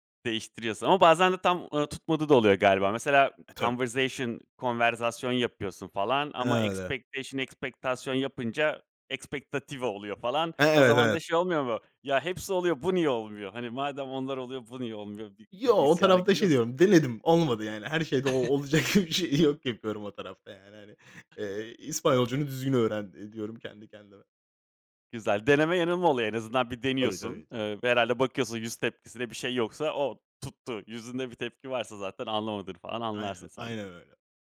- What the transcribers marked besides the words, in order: in English: "conversation"; in English: "expectation"; in English: "expectative"; other background noise; chuckle
- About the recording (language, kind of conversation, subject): Turkish, podcast, Yabancı bir kültüre alışırken en büyük zorluklar nelerdir?